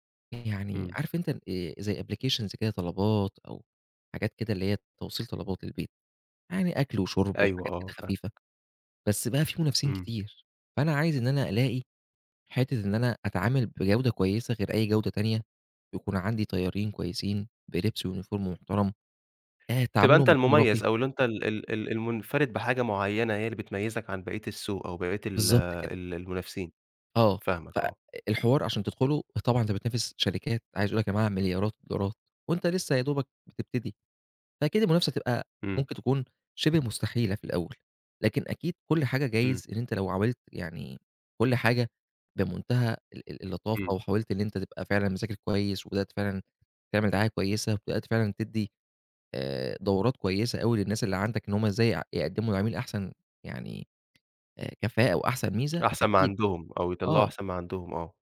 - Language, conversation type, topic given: Arabic, advice, إزاي أقدر أتخطّى إحساس العجز عن إني أبدأ مشروع إبداعي رغم إني متحمّس وعندي رغبة؟
- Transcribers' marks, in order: other background noise; in English: "applications"; tapping; in English: "وuniform"; "حاولت" said as "عاولت"